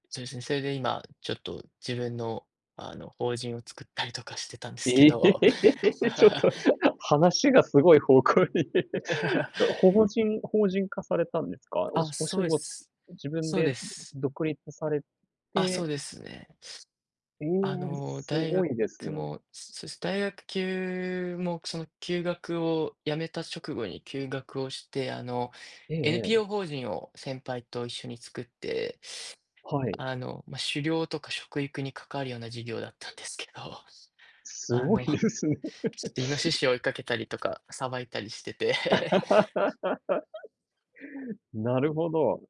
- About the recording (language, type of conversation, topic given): Japanese, unstructured, これまでに困難を乗り越えた経験について教えてください？
- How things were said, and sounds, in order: laughing while speaking: "ええ、ちょっと、話がすごい方向に"; laugh; laugh; tapping; laughing while speaking: "すごいですね"; laugh